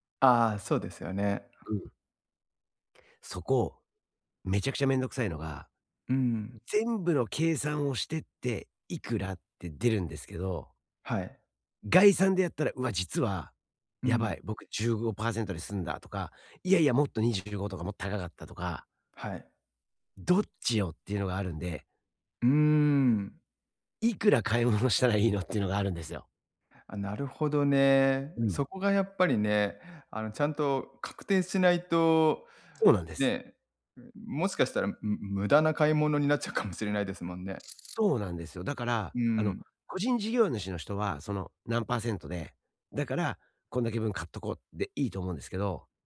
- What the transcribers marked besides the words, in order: other noise
- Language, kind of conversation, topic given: Japanese, advice, 税金と社会保障の申告手続きはどのように始めればよいですか？